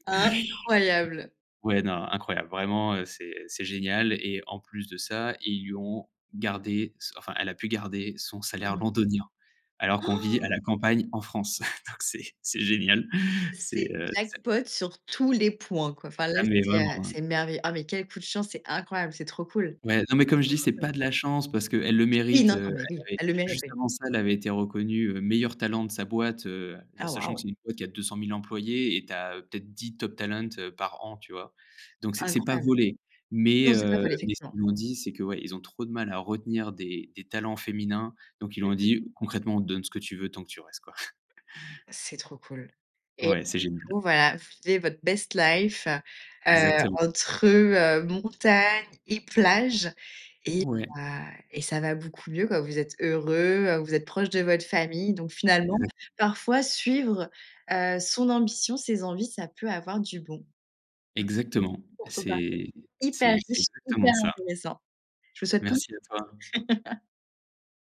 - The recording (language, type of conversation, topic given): French, podcast, Comment choisir entre la sécurité et l’ambition ?
- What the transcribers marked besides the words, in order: stressed: "Incroyable"; tapping; gasp; chuckle; other noise; put-on voice: "top talent"; chuckle; put-on voice: "best life"; other background noise; unintelligible speech; chuckle